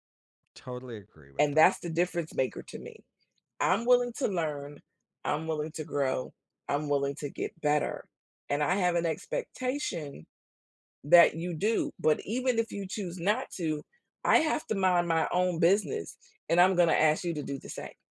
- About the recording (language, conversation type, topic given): English, unstructured, What is your opinion of family members who try to control your decisions?
- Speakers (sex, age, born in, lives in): female, 60-64, United States, United States; male, 50-54, United States, United States
- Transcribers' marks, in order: other background noise